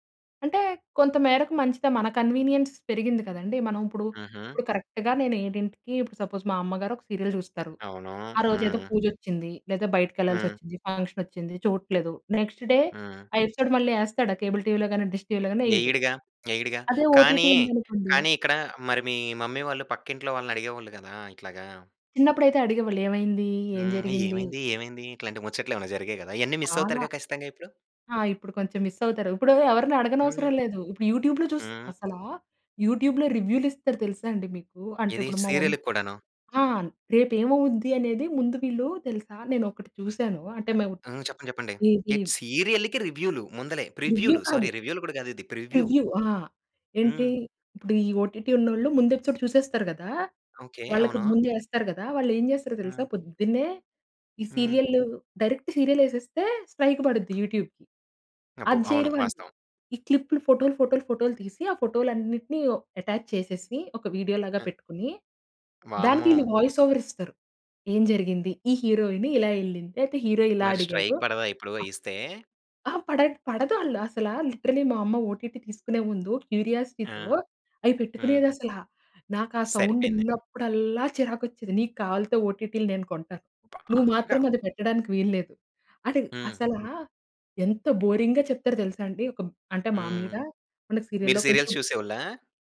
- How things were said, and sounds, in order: in English: "కన్వీనియన్స్"; in English: "కరెక్ట్‌గా"; in English: "సపోజ్"; in English: "సీరియల్"; in English: "ఫంక్షన్"; in English: "నెక్స్ట్ డే"; in English: "ఎపిసోడ్"; in English: "కేబుల్ టీవీలో"; in English: "డిష్ టీవీలో"; in English: "ఓటీటీ"; in English: "మమ్మీ"; in English: "మిస్"; in English: "మిస్"; in English: "యూట్యూబ్‌లో"; in English: "యూట్యూబ్‌లో రివ్యూలు"; in English: "సీరియల్‌కి"; other noise; in English: "సీరియల్‌కి"; in English: "రివ్యూ"; in English: "ప్రివ్యూ"; in English: "ప్రివ్యూ"; in English: "ఎపిసోడ్"; in English: "సీరియల్ డైరెక్ట్ సీరియల్"; in English: "స్ట్రైక్"; in English: "యూట్యూబ్‌కి"; in English: "అటాచ్"; in English: "వీడియో"; in English: "వాయిస్ ఓవర్"; in English: "హీరోయిన్"; in English: "స్ట్రైక్"; in English: "హీరో"; other background noise; in English: "లిటరలీ"; in English: "ఓటీటీ"; in English: "క్యూరియాసిటీతో"; in English: "సౌండ్"; stressed: "బాగా"; in English: "బోరింగ్‌గా"; in English: "సీరియల్‌లో"; in English: "సీరియల్స్"
- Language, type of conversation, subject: Telugu, podcast, స్ట్రీమింగ్ సేవలు కేబుల్ టీవీకన్నా మీకు బాగా నచ్చేవి ఏవి, ఎందుకు?